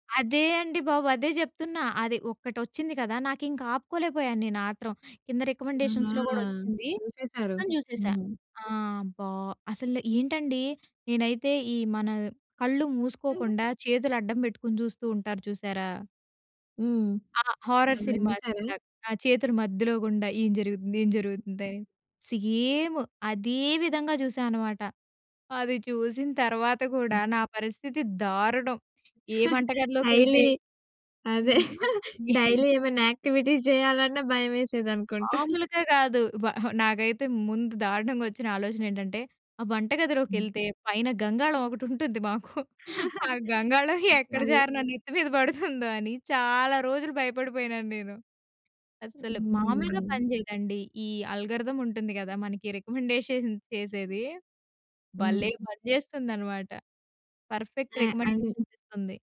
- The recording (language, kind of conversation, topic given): Telugu, podcast, స్ట్రీమింగ్ వేదికలు ప్రాచుర్యంలోకి వచ్చిన తర్వాత టెలివిజన్ రూపం ఎలా మారింది?
- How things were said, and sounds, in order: tapping; giggle; in English: "హారర్"; other background noise; in English: "సేమ్"; chuckle; in English: "డైలీ"; chuckle; in English: "డైలీ"; in English: "యాక్టివిటీస్"; chuckle; chuckle; chuckle; laughing while speaking: "ఆ గంగాళం ఎక్కడ జారి నా నెత్తి మీద పడుతుందో అని"; in English: "ఆల్గారిథమ్"; in English: "రికమెండేషన్"; in English: "పర్ఫెక్ట్ రికమెండేషన్స్"